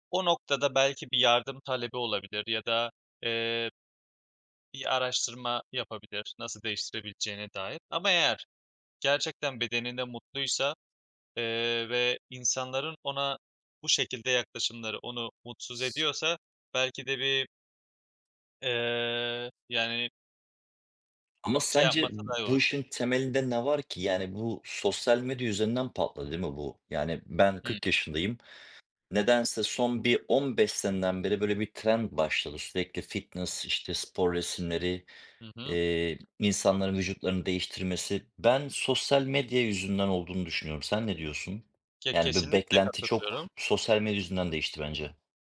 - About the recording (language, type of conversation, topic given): Turkish, unstructured, Spor yapmayan gençler neden daha fazla eleştiriliyor?
- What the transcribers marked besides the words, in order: other background noise; other noise